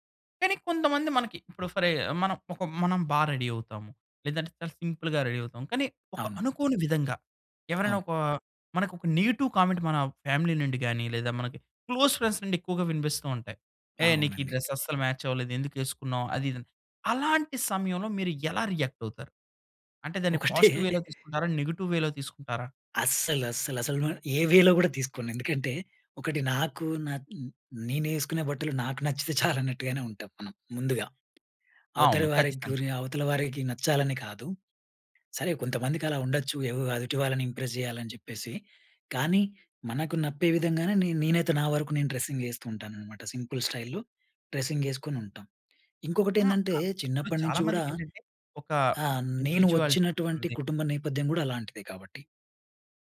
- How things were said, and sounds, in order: in English: "రెడీ"; in English: "సింపుల్‌గా రెడీ"; in English: "నెగెటివ్ కామెంట్"; in English: "ఫ్యామిలీ"; in English: "క్లోజ్ ఫ్రెండ్స్"; in English: "డ్రెస్"; in English: "మ్యాచ్"; in English: "రియాక్ట్"; in English: "పాజిటివ్ వేలో"; chuckle; in English: "నెగెటివ్ వేలో"; stressed: "అస్సలు"; in English: "వేలో"; laughing while speaking: "చాలు అన్నట్టుగానే ఉంటాం"; in English: "ఇంప్రెస్"; in English: "డ్రెస్సింగ్"; in English: "సింపుల్ స్టైల్‌లో"; in English: "ఇండివిజువాలిటీ"
- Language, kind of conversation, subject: Telugu, podcast, మీ సంస్కృతి మీ వ్యక్తిగత శైలిపై ఎలా ప్రభావం చూపిందని మీరు భావిస్తారు?